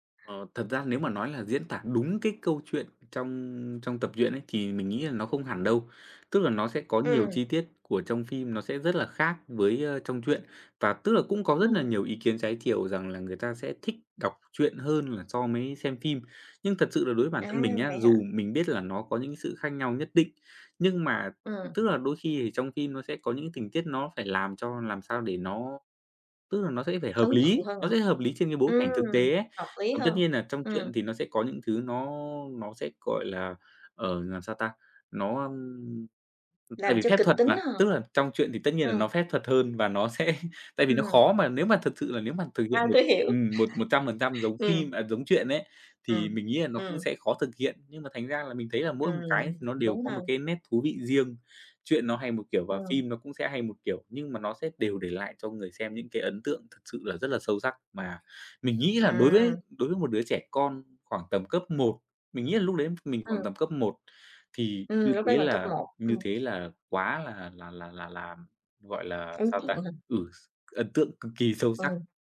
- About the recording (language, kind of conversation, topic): Vietnamese, podcast, Bạn có thể kể về bộ phim khiến bạn nhớ mãi nhất không?
- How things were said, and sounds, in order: tapping; other background noise; laughing while speaking: "sẽ"; laughing while speaking: "tui hiểu"; laugh